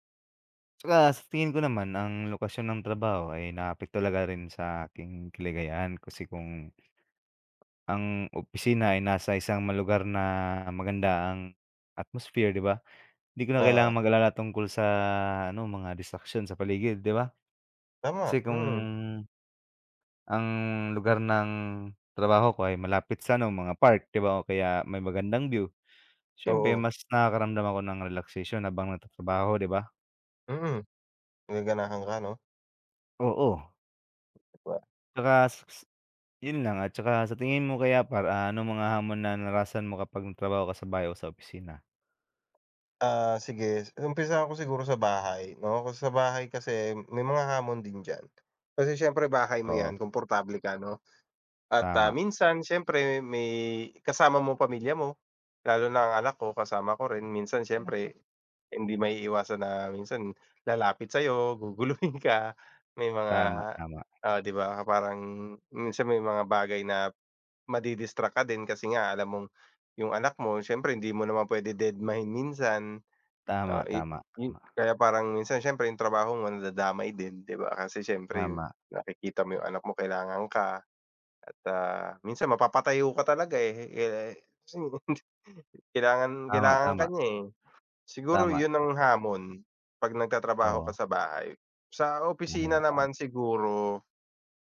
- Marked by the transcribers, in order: in English: "atmosphere"; unintelligible speech; laughing while speaking: "guguluhin"; chuckle
- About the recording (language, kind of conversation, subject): Filipino, unstructured, Mas pipiliin mo bang magtrabaho sa opisina o sa bahay?